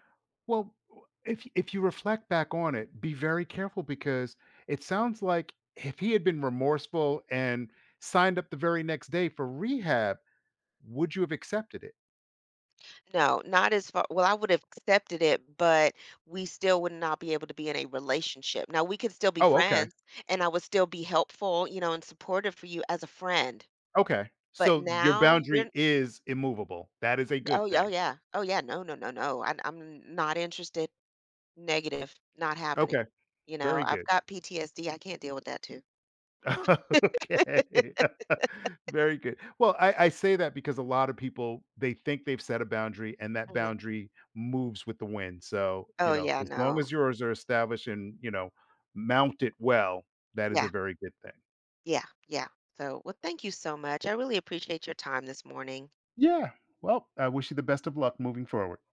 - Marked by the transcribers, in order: laughing while speaking: "Okay"; chuckle; laugh; tapping
- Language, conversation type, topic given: English, advice, How should I decide whether to forgive my partner?
- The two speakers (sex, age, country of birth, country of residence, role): female, 50-54, United States, United States, user; male, 55-59, United States, United States, advisor